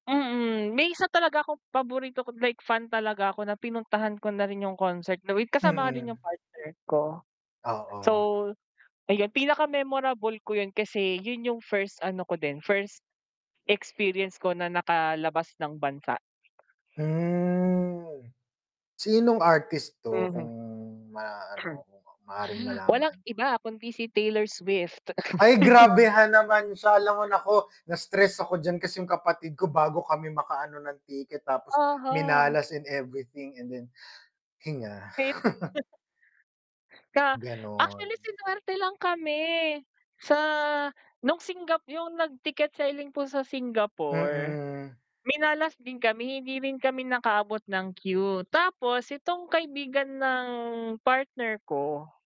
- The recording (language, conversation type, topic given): Filipino, unstructured, Ano ang pinakanatatandaan mong konsiyerto o palabas na napuntahan mo?
- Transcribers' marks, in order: other background noise; distorted speech; drawn out: "Hmm"; static; throat clearing; chuckle; chuckle